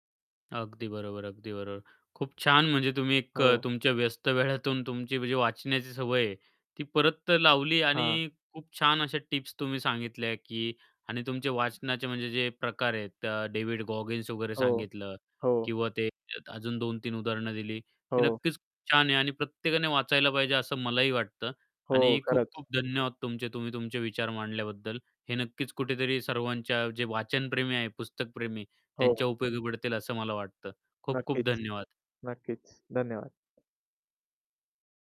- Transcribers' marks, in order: other background noise; distorted speech; static
- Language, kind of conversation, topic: Marathi, podcast, तुम्ही वाचनाची सवय कशी वाढवली आणि त्यासाठी काही सोप्या टिप्स सांगाल का?